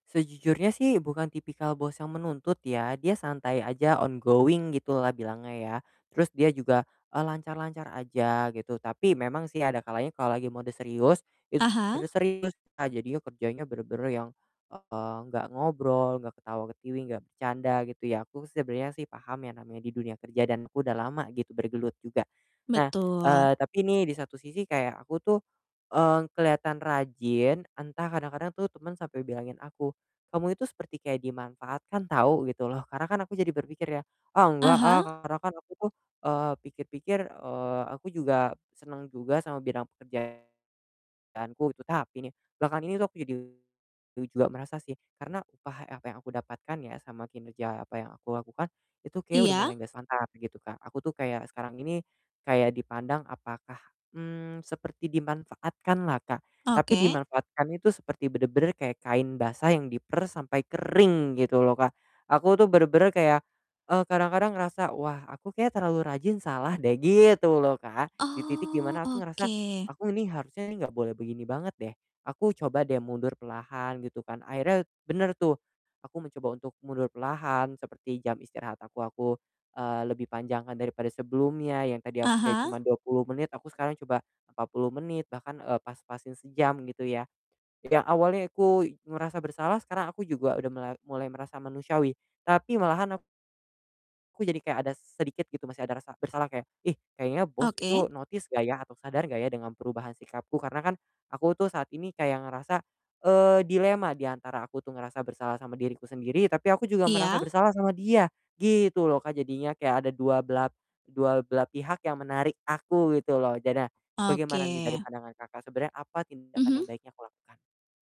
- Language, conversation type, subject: Indonesian, advice, Mengapa saya merasa bersalah saat beristirahat dan bersantai?
- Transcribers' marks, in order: in English: "on going"; distorted speech; stressed: "kering"; tapping; "aku" said as "ikuy"; in English: "notice"; "Jadi" said as "jada"